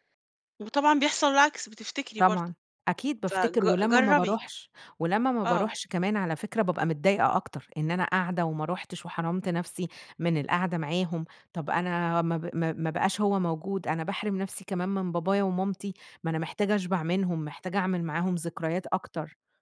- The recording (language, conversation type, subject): Arabic, advice, إيه الذكريات اللي بتفتكرها مع حد تاني في أماكن معيّنة ومش قادر تنساها؟
- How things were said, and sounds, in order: none